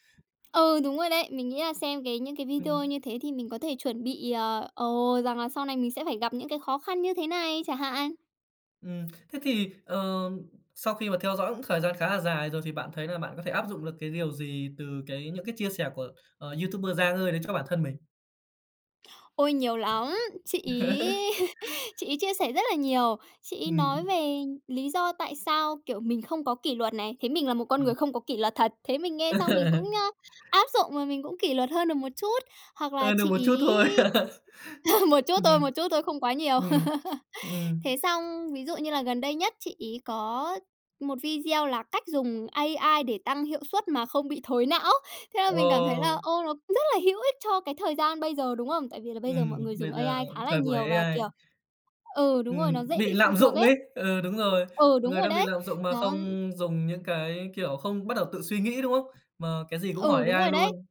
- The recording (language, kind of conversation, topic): Vietnamese, podcast, Ai là biểu tượng phong cách mà bạn ngưỡng mộ nhất?
- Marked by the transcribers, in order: tapping; chuckle; laugh; other background noise; laugh; chuckle